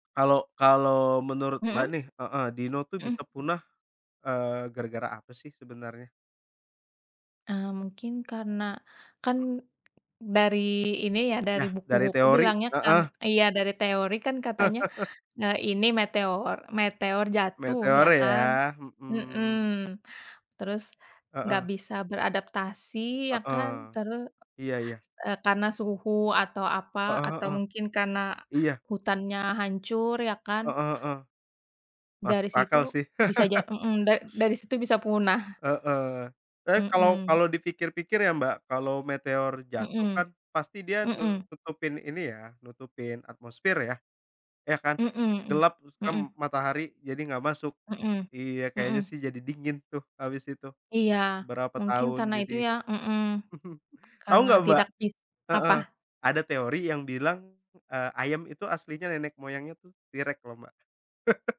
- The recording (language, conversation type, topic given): Indonesian, unstructured, Apa hal paling mengejutkan tentang dinosaurus yang kamu ketahui?
- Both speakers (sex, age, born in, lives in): female, 30-34, Indonesia, Indonesia; male, 30-34, Indonesia, Indonesia
- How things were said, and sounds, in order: other background noise; tapping; chuckle; drawn out: "Hmm"; laugh; chuckle; chuckle